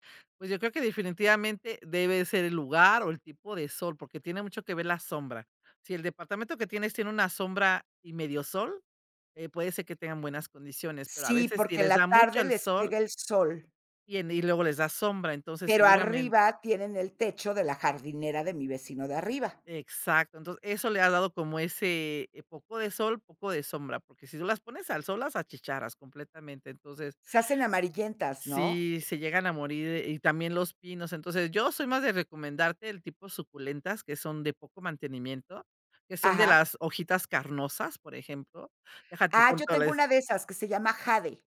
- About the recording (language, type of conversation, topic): Spanish, podcast, ¿Cómo puedo montar un jardín sencillo y fácil de cuidar?
- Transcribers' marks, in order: none